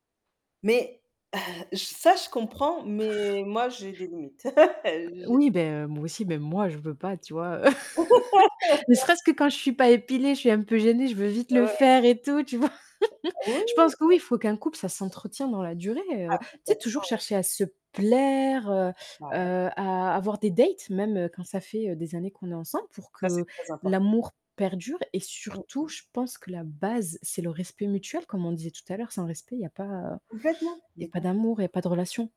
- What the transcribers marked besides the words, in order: static; tapping; other background noise; laugh; distorted speech; laugh; laughing while speaking: "vois ?"; laugh; stressed: "surtout"
- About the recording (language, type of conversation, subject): French, unstructured, Comment définirais-tu une relation amoureuse réussie ?